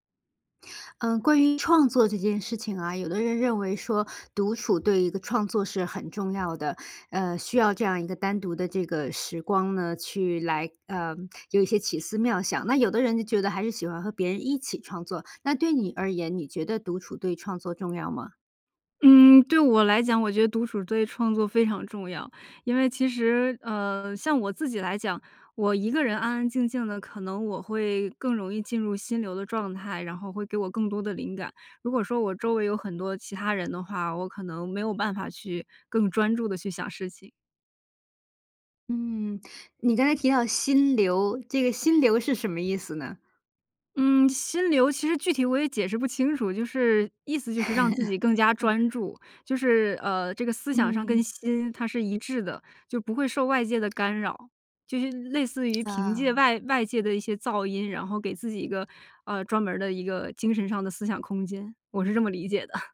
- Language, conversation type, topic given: Chinese, podcast, 你觉得独处对创作重要吗？
- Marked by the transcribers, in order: chuckle; lip smack; laughing while speaking: "的"